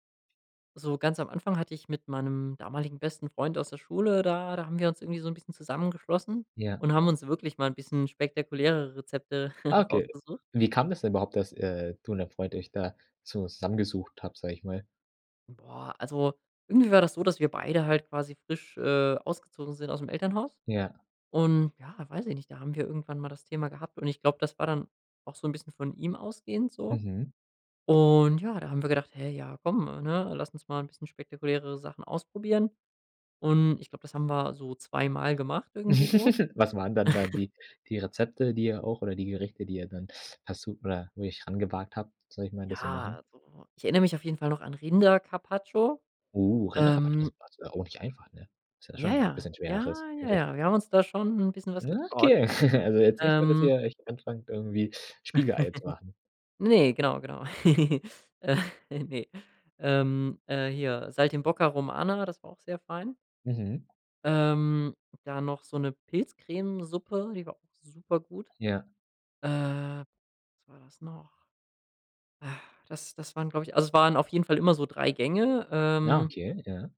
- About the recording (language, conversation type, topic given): German, podcast, Wie hast du dir das Kochen von Grund auf beigebracht?
- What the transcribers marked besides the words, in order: chuckle; drawn out: "Und"; laugh; chuckle; unintelligible speech; chuckle; laugh; giggle; laughing while speaking: "Äh"; drawn out: "Ähm"; other background noise